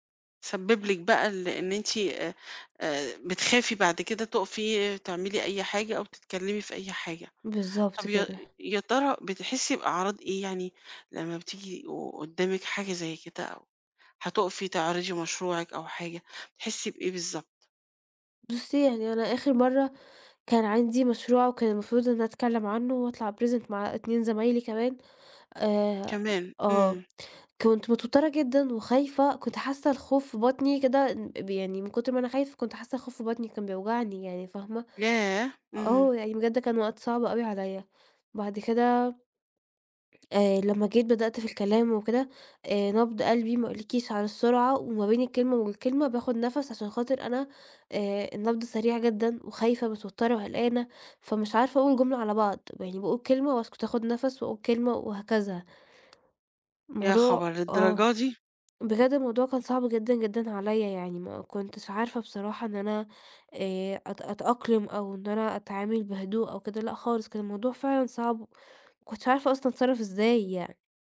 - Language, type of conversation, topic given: Arabic, advice, إزاي أتغلب على خوفي من الكلام قدّام الناس في الشغل أو في الاجتماعات؟
- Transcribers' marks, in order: tapping; in English: "أpresent"